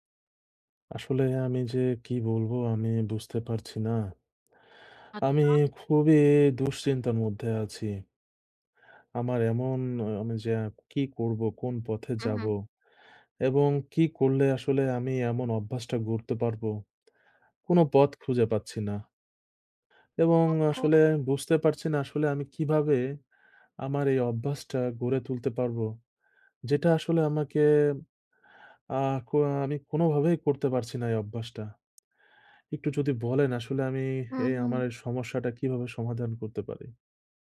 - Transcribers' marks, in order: none
- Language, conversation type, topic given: Bengali, advice, আর্থিক সঞ্চয় শুরু করে তা ধারাবাহিকভাবে চালিয়ে যাওয়ার স্থায়ী অভ্যাস গড়তে আমার কেন সমস্যা হচ্ছে?